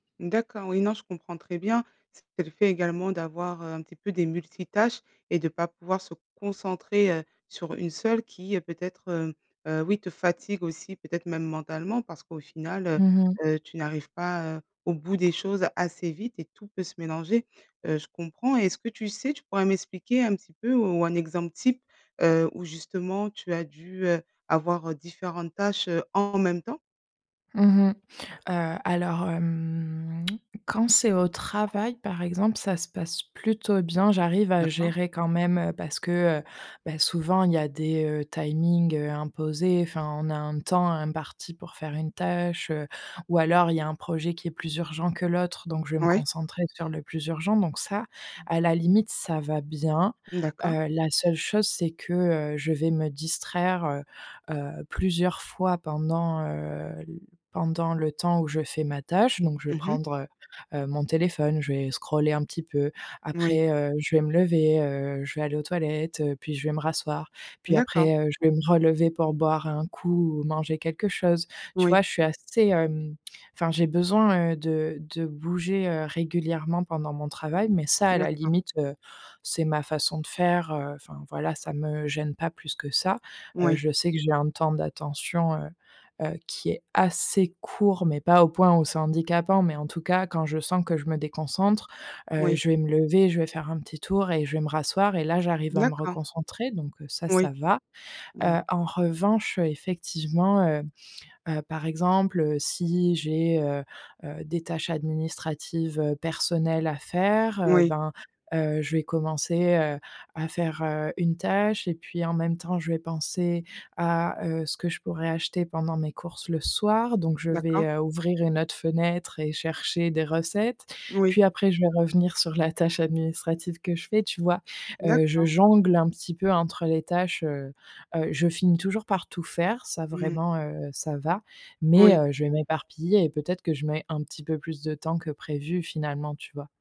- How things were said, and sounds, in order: other background noise; tapping
- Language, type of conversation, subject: French, advice, Quelles sont vos distractions les plus fréquentes et comment vous autosabotez-vous dans vos habitudes quotidiennes ?